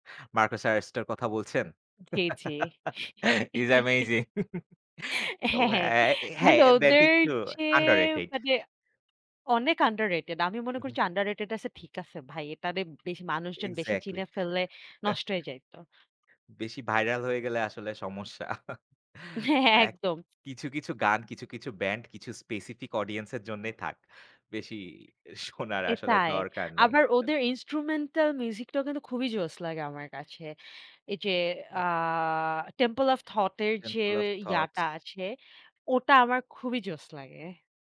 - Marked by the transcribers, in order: chuckle; laughing while speaking: "হ্যাঁ, হ্যাঁ"; laughing while speaking: "হিস অ্যামেজিং!"; chuckle; in English: "আন্ডার রেটেড"; in English: "আন্ডার রেটেড"; in English: "আন্ডার রেটেড"; chuckle; chuckle; laughing while speaking: "হ্যাঁ, একদম"
- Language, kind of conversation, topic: Bengali, unstructured, আপনার জীবনের সবচেয়ে বড় আকাঙ্ক্ষা কী?